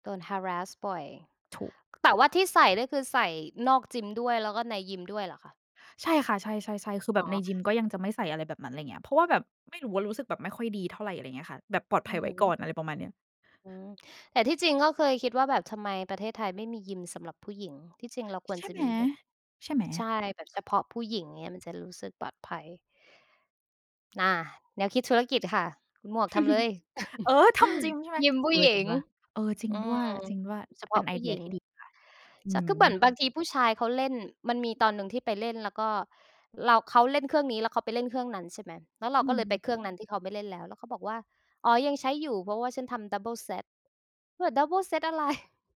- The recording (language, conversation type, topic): Thai, unstructured, เคยรู้สึกท้อแท้ไหมเมื่อพยายามลดน้ำหนักแล้วไม่สำเร็จ?
- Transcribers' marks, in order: in English: "harass"; chuckle; in English: "double set"; in English: "double set"; chuckle